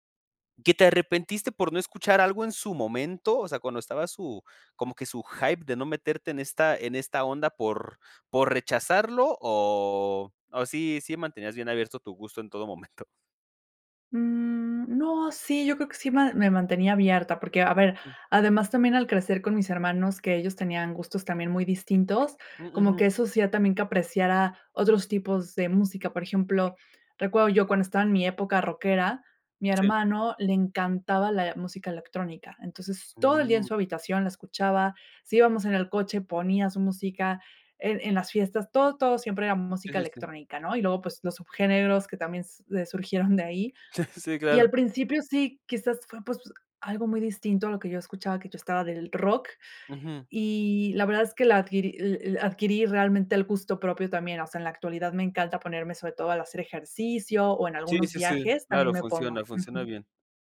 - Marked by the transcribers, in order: in English: "hype"; chuckle; chuckle
- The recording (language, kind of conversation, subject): Spanish, podcast, ¿Qué te llevó a explorar géneros que antes rechazabas?